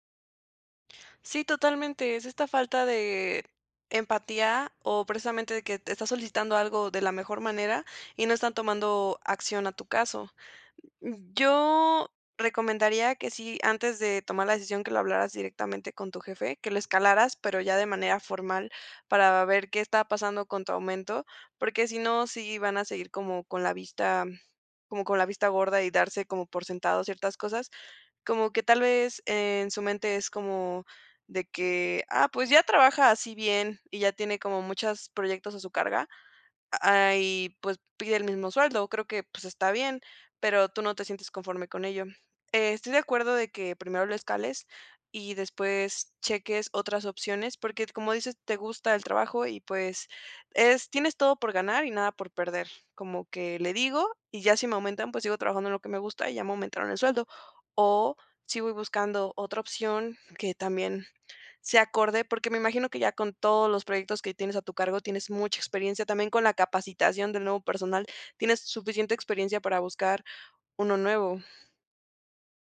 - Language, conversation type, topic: Spanish, advice, ¿Cómo puedo pedir con confianza un aumento o reconocimiento laboral?
- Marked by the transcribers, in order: none